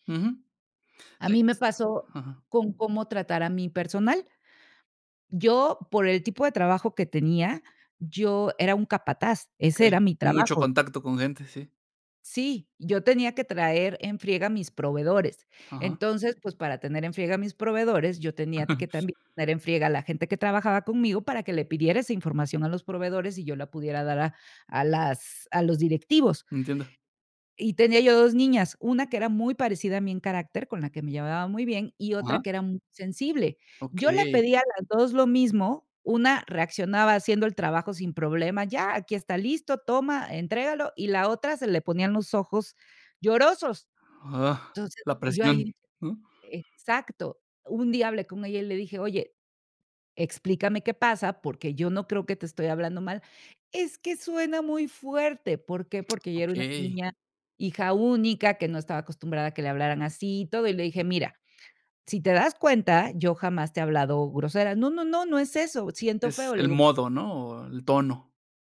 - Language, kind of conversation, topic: Spanish, podcast, ¿Qué consejos darías para llevarse bien entre generaciones?
- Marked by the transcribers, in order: unintelligible speech; other background noise; chuckle; put-on voice: "Es que suena muy fuerte"